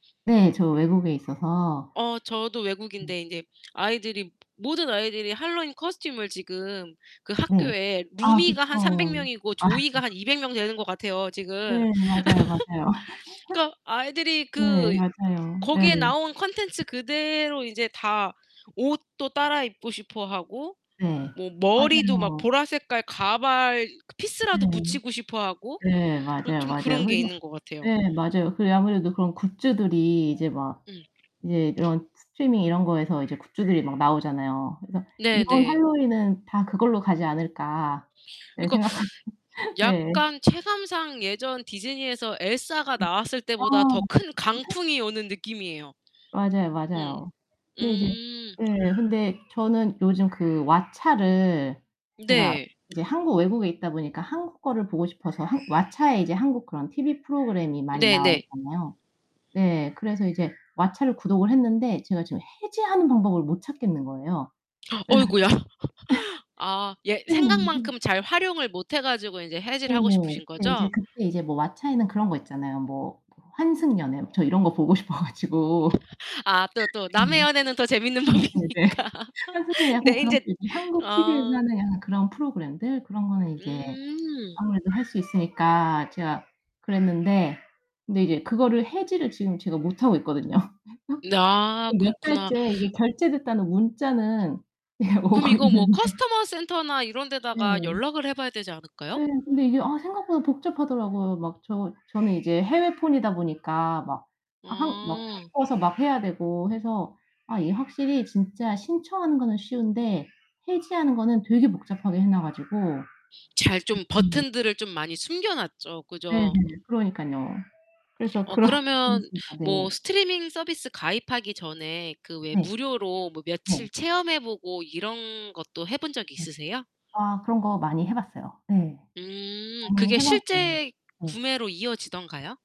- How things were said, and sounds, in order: chuckle; laugh; other background noise; tapping; laughing while speaking: "예 생각합니다. 네"; distorted speech; laugh; baby crying; gasp; laugh; laughing while speaking: "그래 가지고 예. 네"; laughing while speaking: "아 또 또 남의 연애는 더 재밌는 법이니까. 네, 이제"; laughing while speaking: "보고 싶어 가지고"; laugh; laughing while speaking: "있거든요. 그래서"; laughing while speaking: "이게 오고 있는데"; in English: "Customer Center나"; laughing while speaking: "그런"; unintelligible speech
- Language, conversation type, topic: Korean, podcast, 스트리밍 서비스 이용으로 소비 습관이 어떻게 달라졌나요?